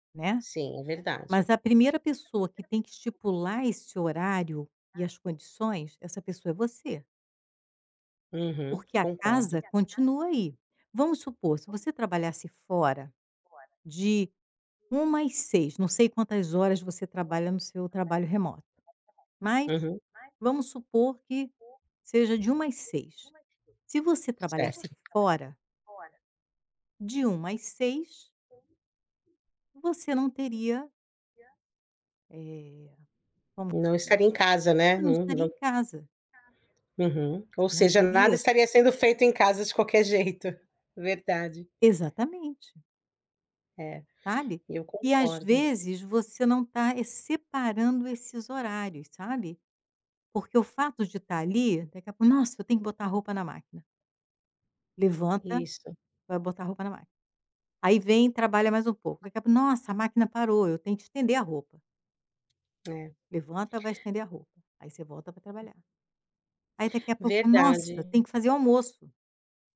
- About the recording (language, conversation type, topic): Portuguese, advice, Como o cansaço tem afetado sua irritabilidade e impaciência com a família e os amigos?
- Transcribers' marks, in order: background speech; other background noise; tapping